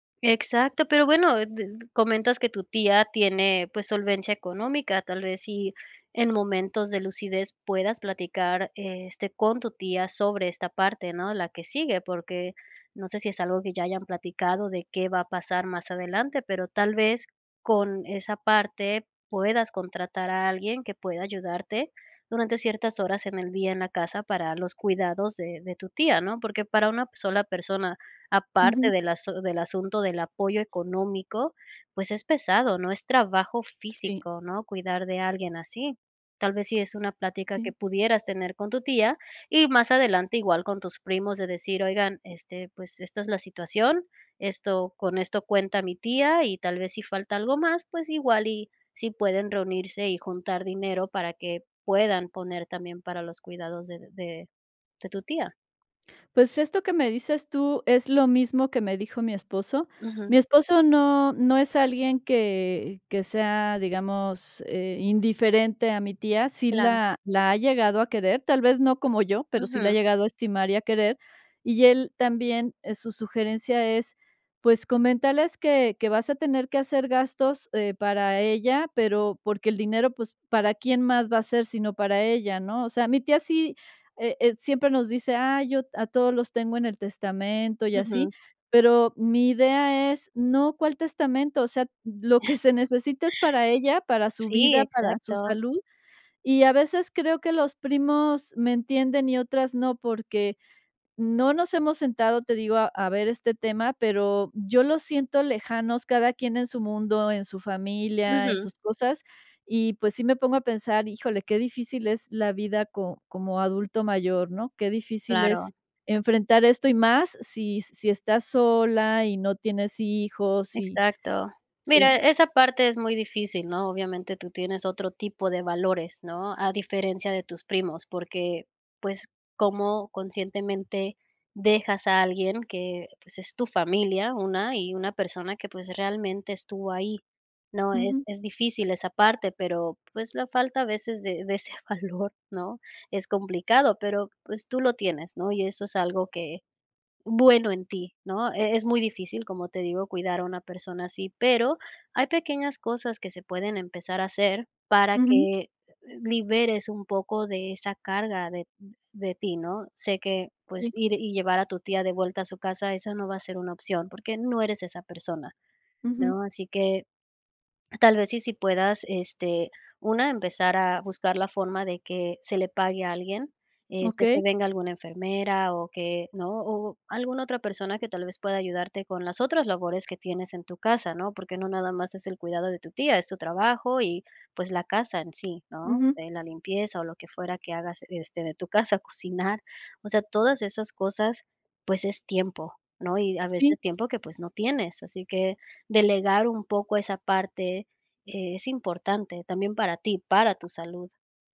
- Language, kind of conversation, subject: Spanish, advice, ¿Cómo puedo manejar la presión de cuidar a un familiar sin sacrificar mi vida personal?
- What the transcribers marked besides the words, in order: giggle; laughing while speaking: "necesita"; laughing while speaking: "valor"